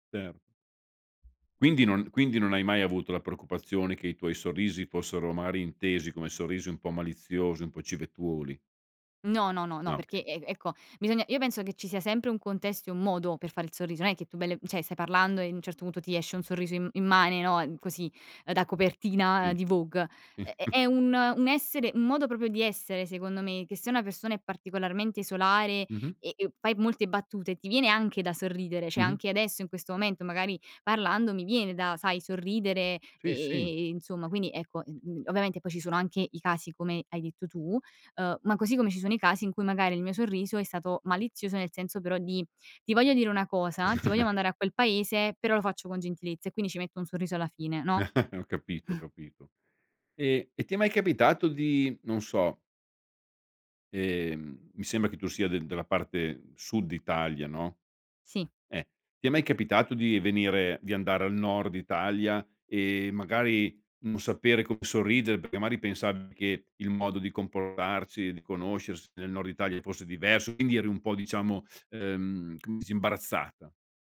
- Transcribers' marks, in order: other background noise; chuckle; chuckle
- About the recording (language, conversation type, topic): Italian, podcast, Come può un sorriso cambiare un incontro?